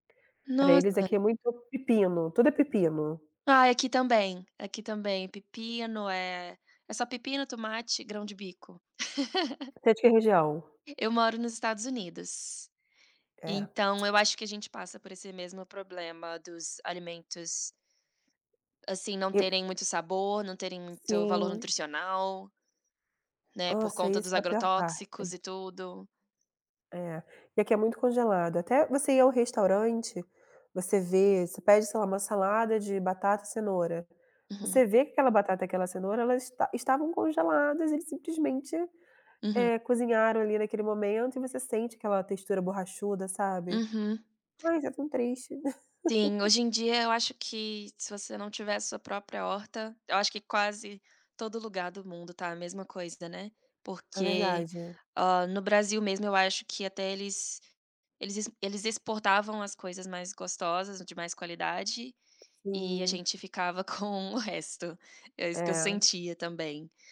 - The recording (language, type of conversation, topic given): Portuguese, unstructured, Qual é a sua receita favorita para um jantar rápido e saudável?
- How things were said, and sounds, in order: tapping; laugh; other background noise; laugh; laughing while speaking: "com o resto"